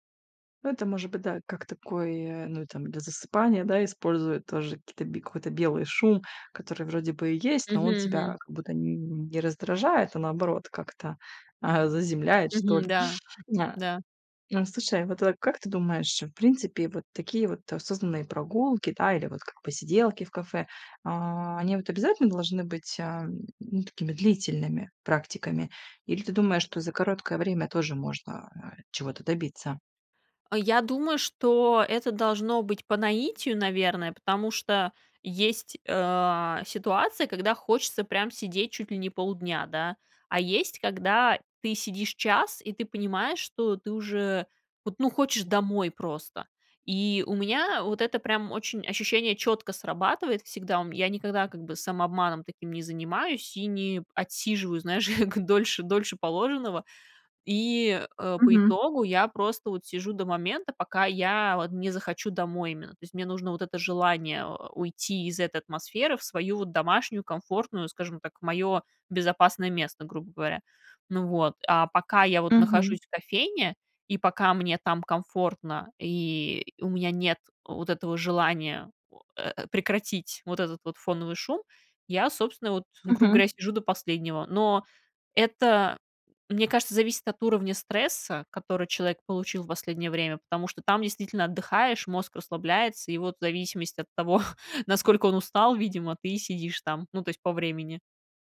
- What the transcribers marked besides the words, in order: tapping; other background noise; laughing while speaking: "знаешь"; laughing while speaking: "того"
- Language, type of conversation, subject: Russian, podcast, Как сделать обычную прогулку более осознанной и спокойной?